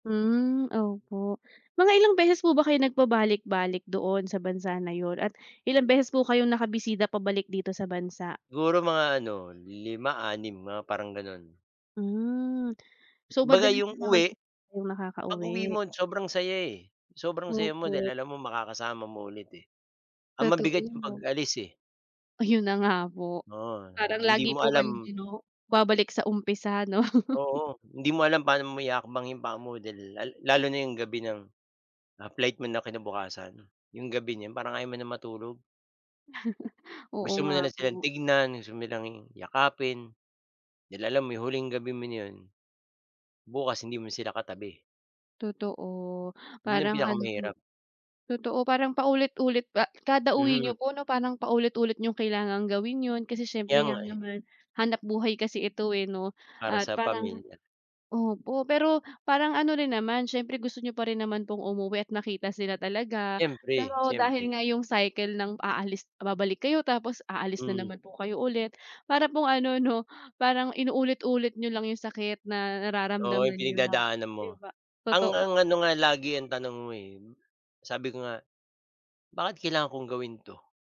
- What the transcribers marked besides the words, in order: tapping; laughing while speaking: "Ayun na nga po"; chuckle; chuckle; laughing while speaking: "'no"; other background noise
- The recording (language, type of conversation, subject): Filipino, unstructured, Ano ang naging epekto sa iyo ng pagkawalay sa mga mahal mo sa buhay?
- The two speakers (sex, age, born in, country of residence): female, 30-34, Philippines, Philippines; male, 50-54, Philippines, Philippines